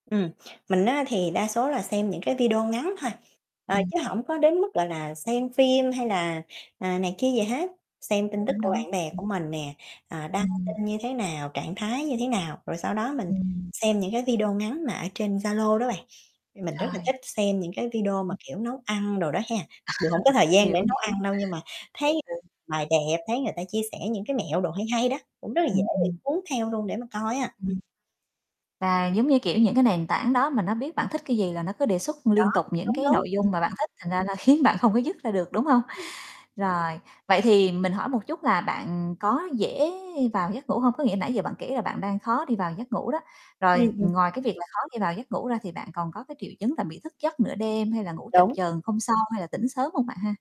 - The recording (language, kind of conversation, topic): Vietnamese, advice, Làm sao để tôi thư giãn trước giờ đi ngủ khi cứ dùng điện thoại mãi?
- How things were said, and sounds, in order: distorted speech; static; other noise; laugh; other background noise; tapping